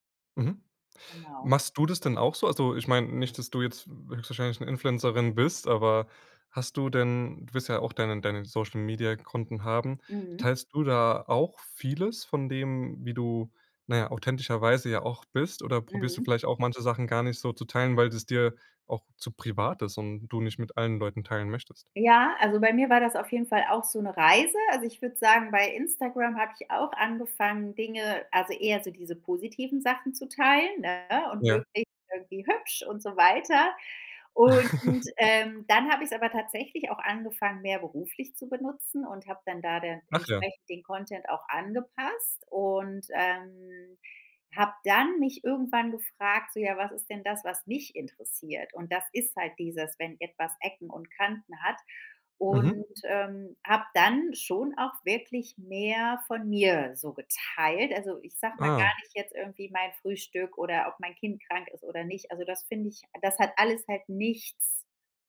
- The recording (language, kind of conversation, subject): German, podcast, Was macht für dich eine Influencerin oder einen Influencer glaubwürdig?
- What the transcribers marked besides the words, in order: giggle; other background noise; stressed: "mich"